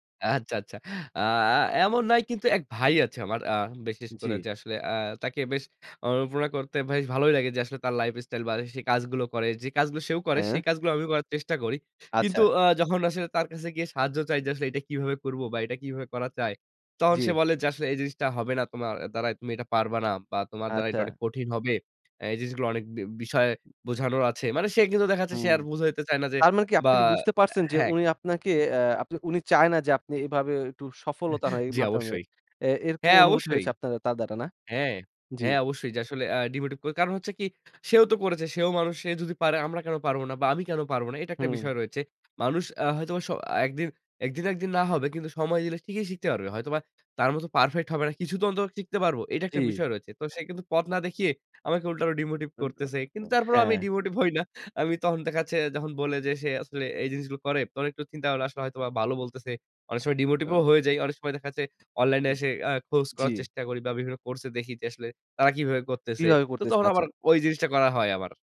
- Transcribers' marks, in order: "অনুপ্রেরনা" said as "অনুপ্রনা"; in English: "ডিমোটিভ"; in English: "ডিমোটিভ"; unintelligible speech; in English: "ডিমোটিভ"; in English: "ডিমোটিভ"; tapping
- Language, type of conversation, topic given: Bengali, podcast, দীর্ঘ সময় অনুপ্রেরণা ধরে রাখার কৌশল কী?